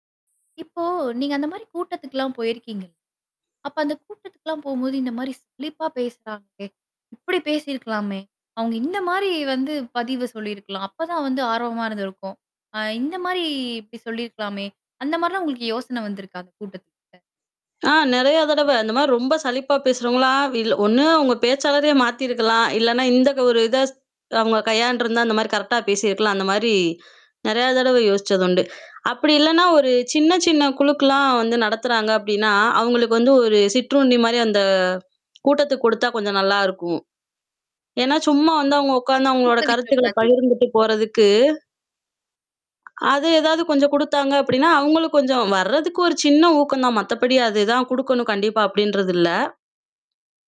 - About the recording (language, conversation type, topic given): Tamil, podcast, கூட்டத்தில் யாரும் பேசாமல் அமைதியாக இருந்தால், அனைவரையும் எப்படி ஈடுபடுத்துவீர்கள்?
- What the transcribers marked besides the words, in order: static; other background noise; distorted speech; tapping; "ஊக்கவிக்கிற" said as "தூக்கவிக்கிற"